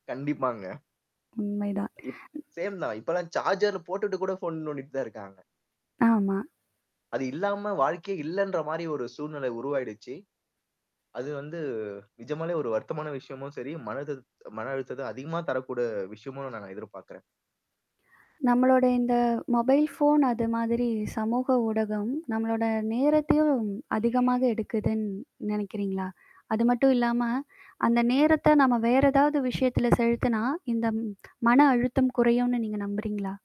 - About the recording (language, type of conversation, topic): Tamil, podcast, அலைபேசி பயன்பாடும் சமூக ஊடகங்களும் மனஅழுத்தத்தை ஏற்படுத்துகிறதா என்று நீங்கள் என்ன நினைக்கிறீர்கள்?
- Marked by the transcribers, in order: static; in English: "சேம்"; other noise; in English: "சார்ஜர்ல"; "தரக்கூடிய" said as "தரக்கூட"; in English: "மொபைல் ஃபோன்"; mechanical hum; other background noise; "செலுத்துனா" said as "செழுத்துனா"